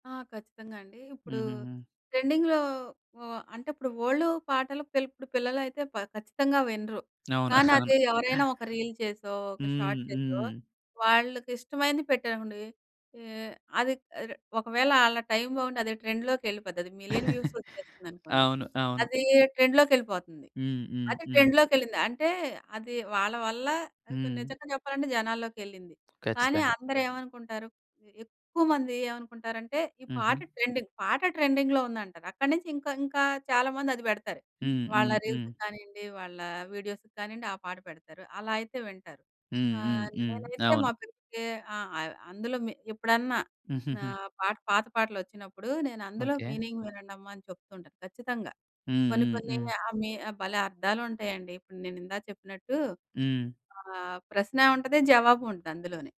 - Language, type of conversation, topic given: Telugu, podcast, మీ పాటల ఎంపికలో సినిమా పాటలే ఎందుకు ఎక్కువగా ఉంటాయి?
- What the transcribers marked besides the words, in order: in English: "ట్రెండింగ్‌లో"; chuckle; in English: "రీల్"; in English: "షార్ట్"; in English: "టైమ్"; in English: "ట్రెండ్‌లోకెళ్ళిపోద్ది"; in English: "మిలియన్ వ్యూస్"; chuckle; in English: "ట్రెండ్‌లోకెళ్ళిపోతుంది"; in English: "ట్రెండ్‌లోకెళ్ళింది"; tapping; in English: "ట్రెండింగ్"; in English: "ట్రెండింగ్‌లో"; in English: "రీల్స్‌కి"; in English: "వీడియోస్‌కి"; giggle; in English: "మీనింగ్"